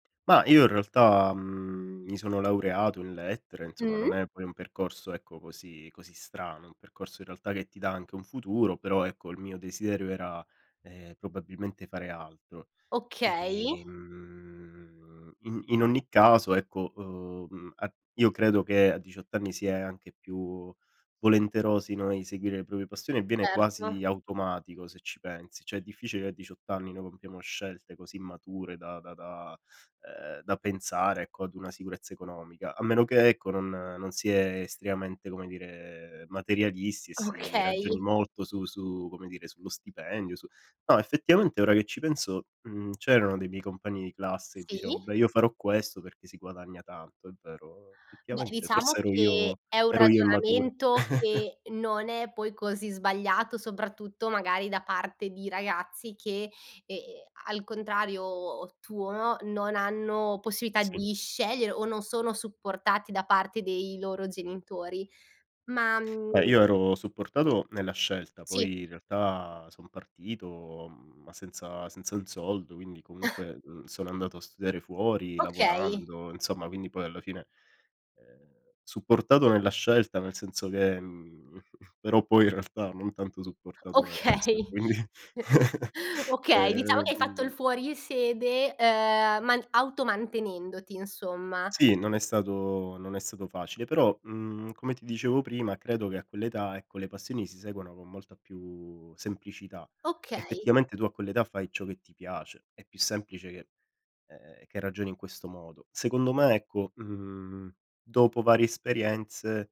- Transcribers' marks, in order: "proprie" said as "propie"; "estremamente" said as "estreamente"; laughing while speaking: "Okay"; "effettivamente" said as "effettiamente"; "Effettivamente" said as "fettivamente"; chuckle; "possibilità" said as "possibità"; other background noise; chuckle; chuckle; laughing while speaking: "Okay"; chuckle; laughing while speaking: "quindi"; chuckle; "Effettivamente" said as "effetiamente"
- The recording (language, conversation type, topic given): Italian, podcast, Come scegli tra sicurezza economica e ciò che ami fare?